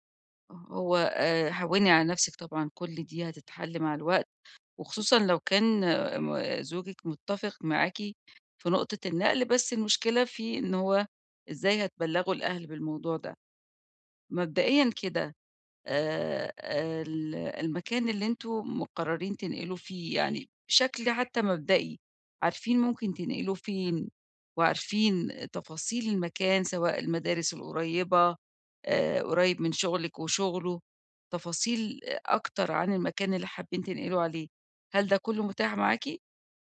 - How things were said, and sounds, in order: horn
- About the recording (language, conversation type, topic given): Arabic, advice, إزاي أنسّق الانتقال بين البيت الجديد والشغل ومدارس العيال بسهولة؟